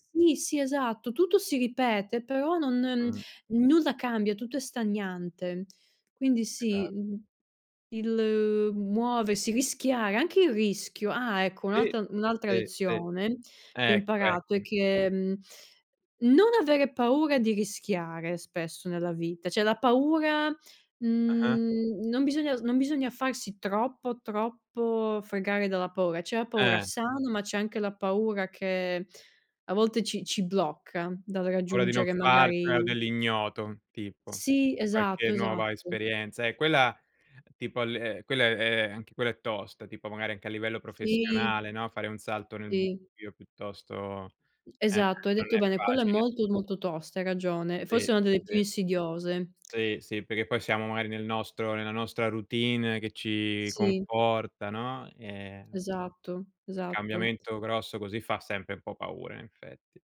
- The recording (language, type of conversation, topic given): Italian, unstructured, Qual è stata una lezione importante che hai imparato da giovane?
- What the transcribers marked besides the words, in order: tapping; "cioè" said as "ceh"; other background noise